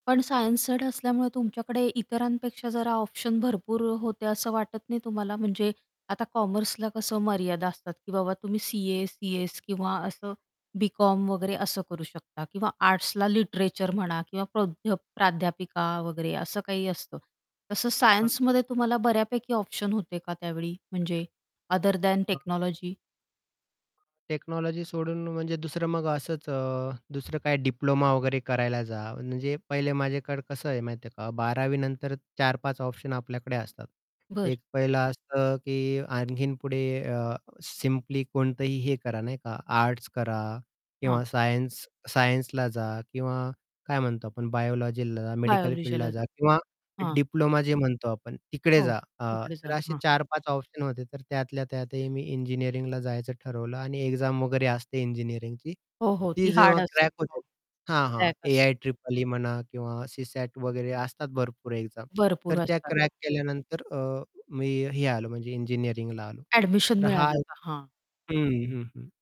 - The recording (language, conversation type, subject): Marathi, podcast, पर्याय खूप असताना येणारा ताण तुम्ही कसा हाताळता?
- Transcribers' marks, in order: unintelligible speech; in English: "अदर दॅन टेक्नॉलॉजी?"; distorted speech; in English: "टेक्नॉलॉजी"; other background noise; tapping; in English: "एक्झाम"; in English: "एक्झाम"